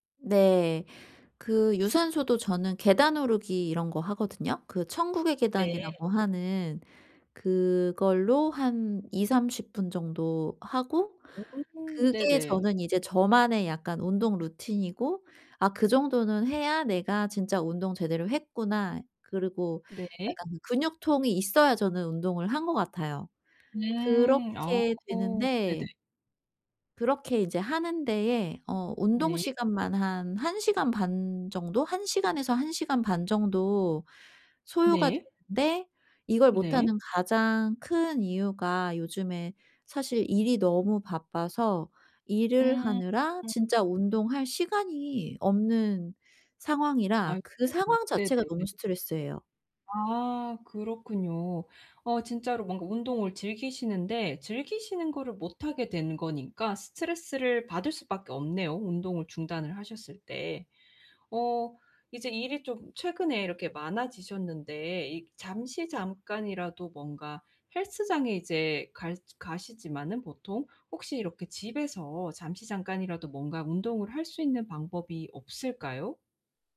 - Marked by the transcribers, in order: other background noise
- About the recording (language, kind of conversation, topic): Korean, advice, 운동을 중단한 뒤 다시 동기를 유지하려면 어떻게 해야 하나요?